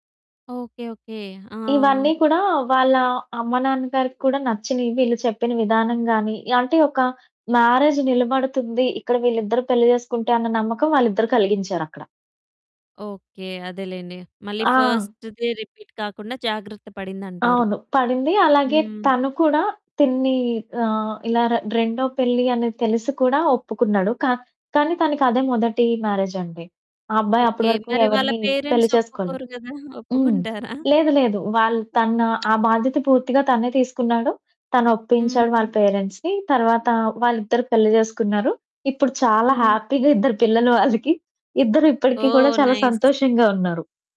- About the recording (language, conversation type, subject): Telugu, podcast, సామాజిక మాధ్యమాల్లో ఏర్పడే పరిచయాలు నిజజీవిత సంబంధాలుగా మారగలవా?
- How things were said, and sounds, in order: static; in English: "మ్యారేజ్"; in English: "ఫస్ట్‌ది రిపీట్"; in English: "మ్యారేజ్"; in English: "పేరెంట్స్"; other background noise; chuckle; in English: "పేరెంట్స్‌ని"; in English: "హ్యాపీగా"; chuckle; in English: "నైస్"